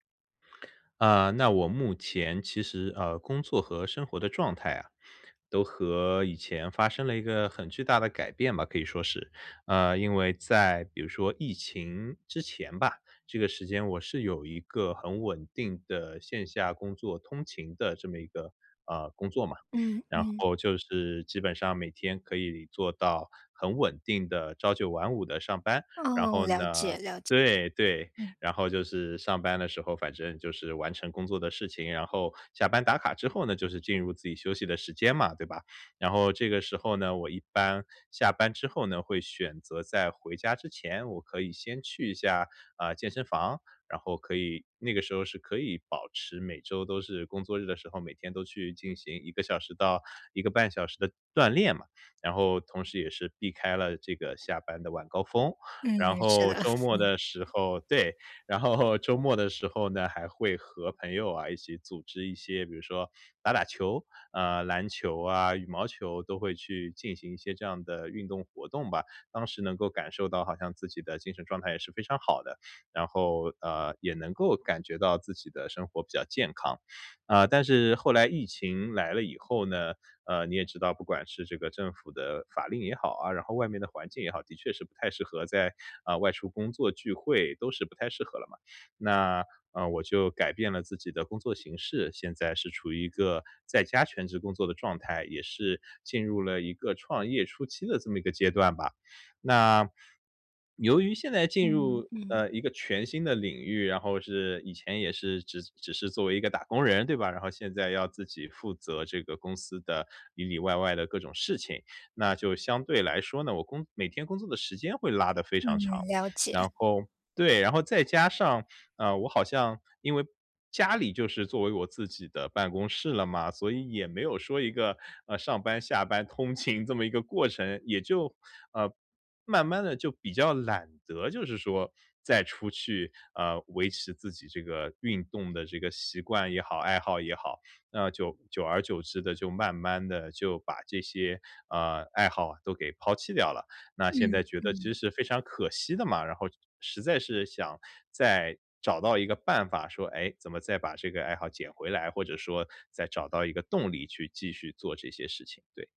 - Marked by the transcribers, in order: chuckle; laughing while speaking: "然后"; other background noise
- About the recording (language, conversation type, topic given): Chinese, advice, 如何持续保持对爱好的动力？